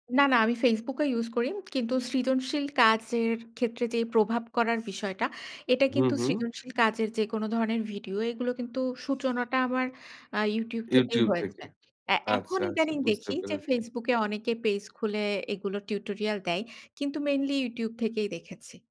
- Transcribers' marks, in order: other background noise
- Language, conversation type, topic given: Bengali, podcast, সামাজিক মাধ্যম কীভাবে আপনার সৃজনশীল কাজকে প্রভাবিত করে?
- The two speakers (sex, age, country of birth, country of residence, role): female, 30-34, Bangladesh, Bangladesh, guest; male, 30-34, Bangladesh, Bangladesh, host